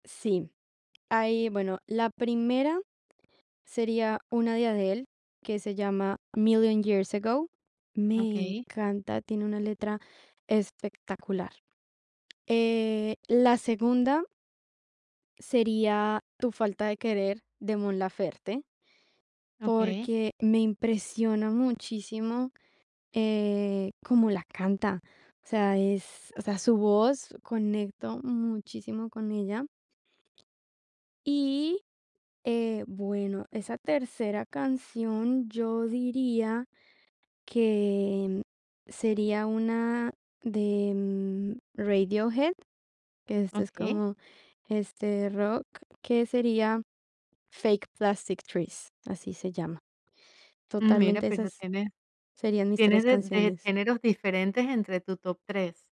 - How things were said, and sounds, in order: tapping
- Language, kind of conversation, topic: Spanish, podcast, ¿Qué canción recomendarías a alguien que quiere conocerte mejor?